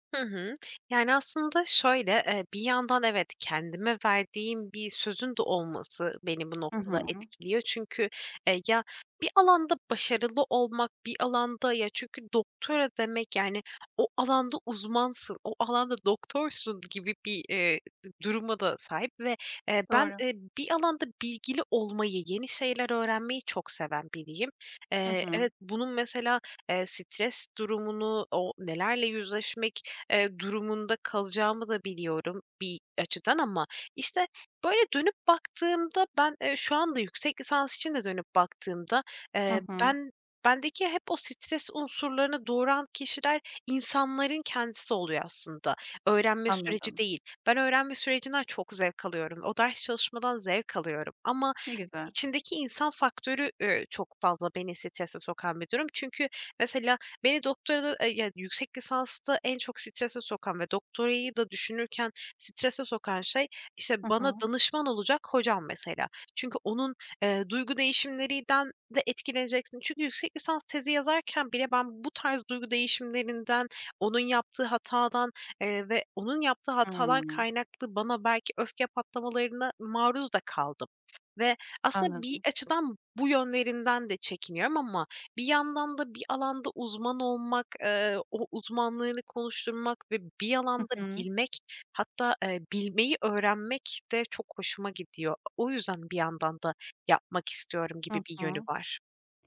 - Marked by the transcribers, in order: "değişimlerinden" said as "değişimleriden"
- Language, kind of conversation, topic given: Turkish, advice, Karar verirken duygularım kafamı karıştırdığı için neden kararsız kalıyorum?